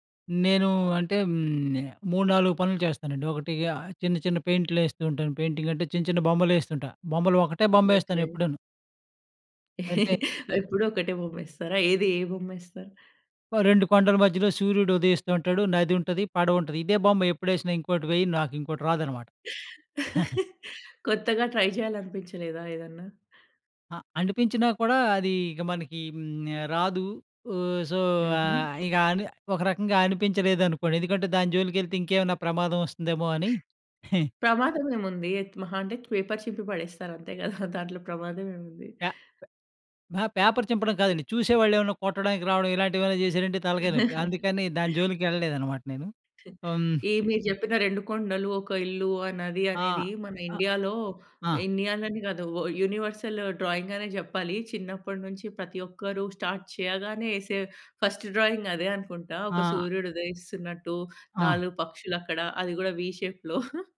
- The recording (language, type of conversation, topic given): Telugu, podcast, హాబీని తిరిగి పట్టుకోవడానికి మొదటి చిన్న అడుగు ఏమిటి?
- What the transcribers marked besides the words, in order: in English: "పెయింటింగ్"; chuckle; other noise; chuckle; in English: "ట్రై"; in English: "సో"; in English: "పేపర్"; laughing while speaking: "అంతే కదా!"; in English: "పేపర్"; chuckle; chuckle; in English: "డ్రాయింగ్"; in English: "స్టార్ట్"; in English: "ఫస్ట్ డ్రాయింగ్"; laughing while speaking: "వి షేప్‌లో"; in English: "వి షేప్‌లో"